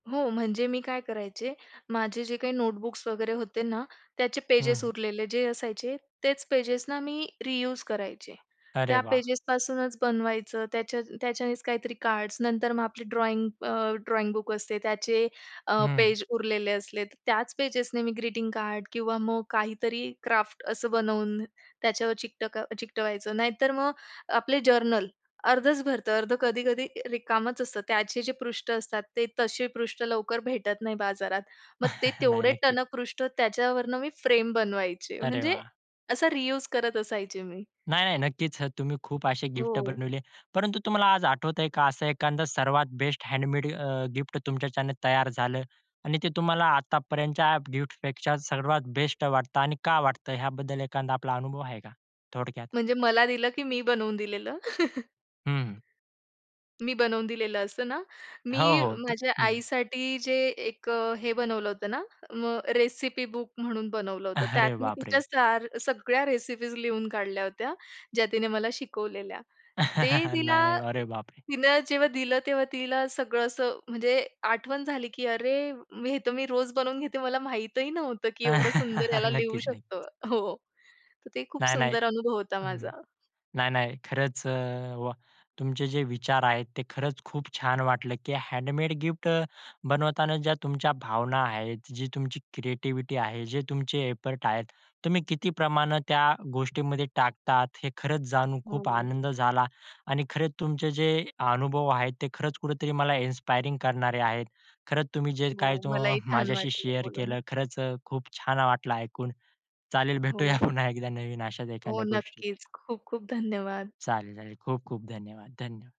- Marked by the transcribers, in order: in English: "ड्रॉइंग अ, ड्रॉइंगबुक"; in English: "क्राफ्ट"; in English: "जर्नल"; chuckle; in English: "बेस्ट हँडमेड"; horn; chuckle; tapping; in English: "रेसिपी-बुक"; in English: "रेसिपीज"; chuckle; chuckle; in English: "हँडमेड गिफ्ट"; in English: "एफर्ट"; in English: "शेअर"
- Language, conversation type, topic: Marathi, podcast, हँडमेड भेटवस्तू बनवताना तुम्ही कोणत्या गोष्टींचा विचार करता?